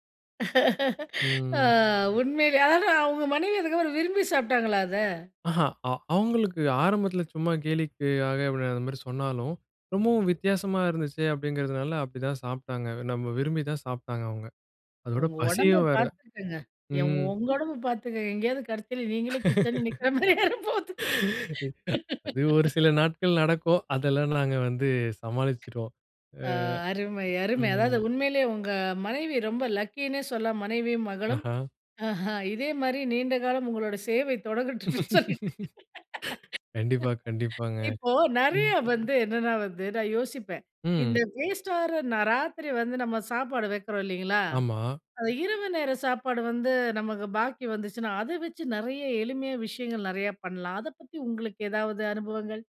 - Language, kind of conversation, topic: Tamil, podcast, கிச்சனில் கிடைக்கும் சாதாரண பொருட்களைப் பயன்படுத்தி புதுமை செய்வது எப்படி?
- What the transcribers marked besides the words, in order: laugh; laugh; laughing while speaking: "கடைசில நீங்களே கிச்சன்ல நிக்ற மாரியே ஆயிற போது"; laugh; other background noise; laughing while speaking: "தொடங்கட்டும்னு சொல்லி"; laugh